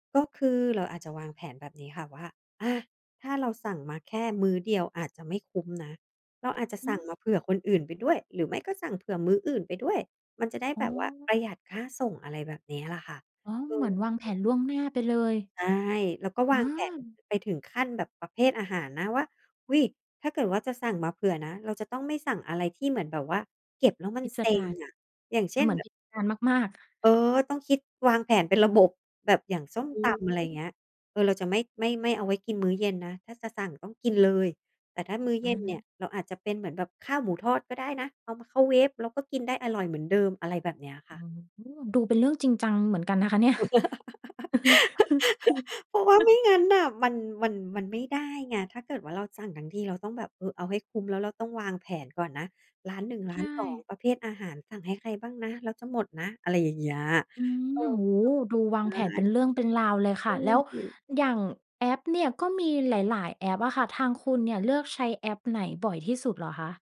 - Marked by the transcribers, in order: tapping; other background noise; chuckle; laugh; chuckle
- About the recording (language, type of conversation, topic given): Thai, podcast, คุณใช้บริการส่งอาหารบ่อยแค่ไหน และมีอะไรที่ชอบหรือไม่ชอบเกี่ยวกับบริการนี้บ้าง?